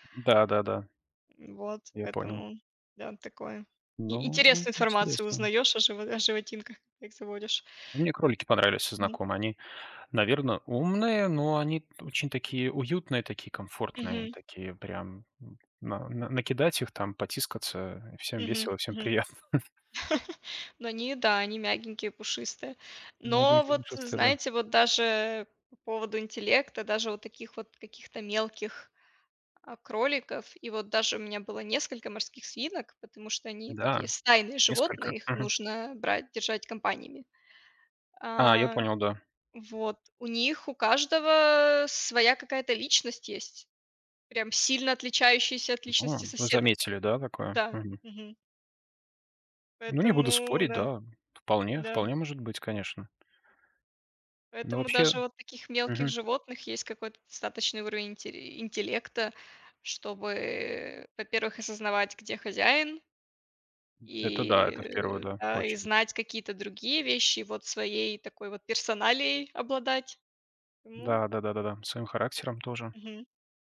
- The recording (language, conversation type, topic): Russian, unstructured, Какие животные тебе кажутся самыми умными и почему?
- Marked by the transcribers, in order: laugh; laughing while speaking: "приятно"; other background noise; other noise